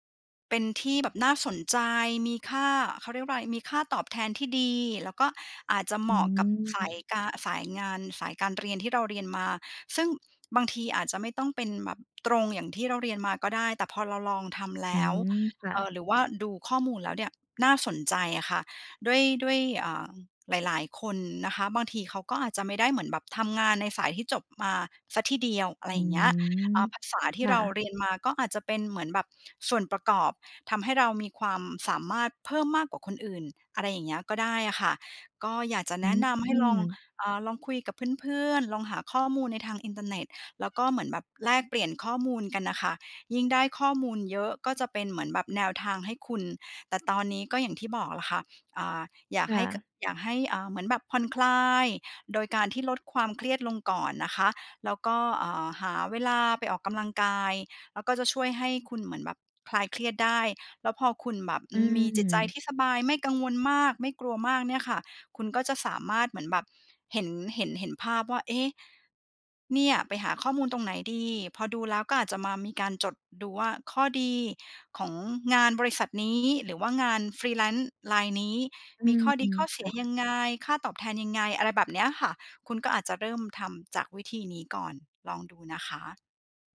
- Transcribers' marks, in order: drawn out: "อืม"; drawn out: "อืม"; drawn out: "อืม"; in English: "Freelance"
- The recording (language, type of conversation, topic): Thai, advice, คุณรู้สึกอย่างไรเมื่อเครียดมากก่อนที่จะต้องเผชิญการเปลี่ยนแปลงครั้งใหญ่ในชีวิต?